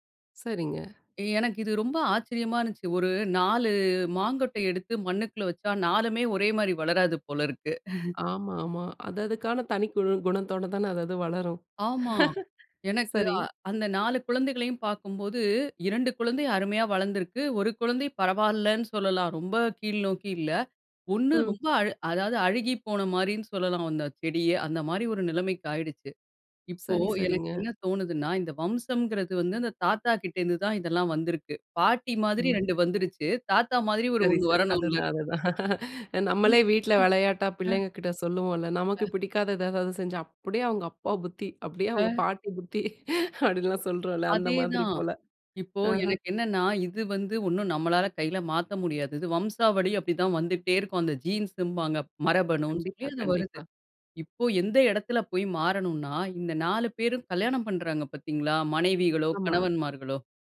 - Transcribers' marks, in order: chuckle; other background noise; other noise; chuckle; laughing while speaking: "அப்டிலாம் சொல்றோம்ல. அந்த மாதிரி போல. அஹ"; in English: "ஜீன்ஸ்ன்பாங்க"
- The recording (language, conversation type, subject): Tamil, podcast, உங்கள் முன்னோர்களிடமிருந்து தலைமுறைதோறும் சொல்லிக்கொண்டிருக்கப்படும் முக்கியமான கதை அல்லது வாழ்க்கைப் பாடம் எது?